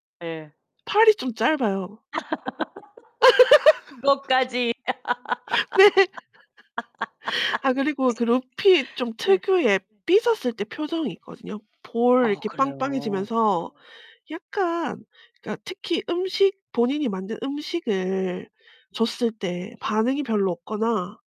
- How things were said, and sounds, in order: laugh; laughing while speaking: "그것까지"; background speech; laugh; laughing while speaking: "네"; laugh; laugh
- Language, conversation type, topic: Korean, podcast, 미디어에서 나와 닮은 인물을 본 적이 있나요?